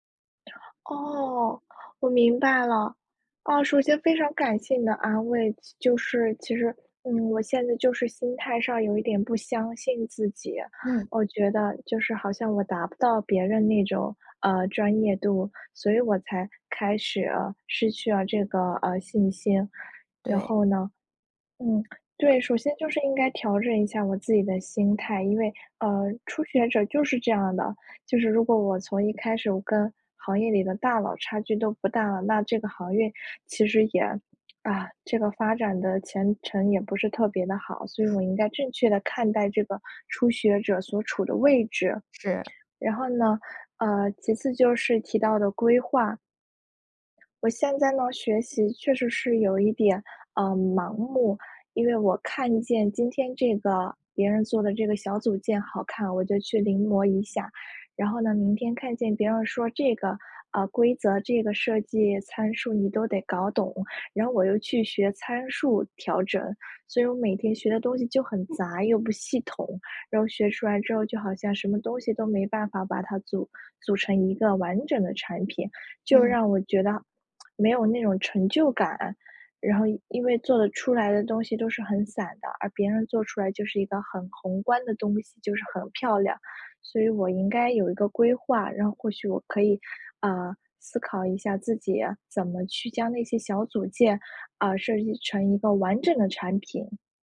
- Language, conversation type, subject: Chinese, advice, 看了他人的作品后，我为什么会失去创作信心？
- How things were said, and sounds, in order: other noise; other background noise; lip smack